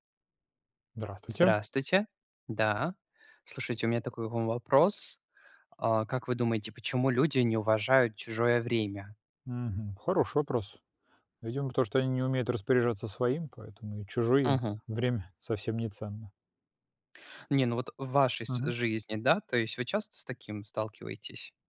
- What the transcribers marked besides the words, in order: none
- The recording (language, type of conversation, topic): Russian, unstructured, Почему люди не уважают чужое время?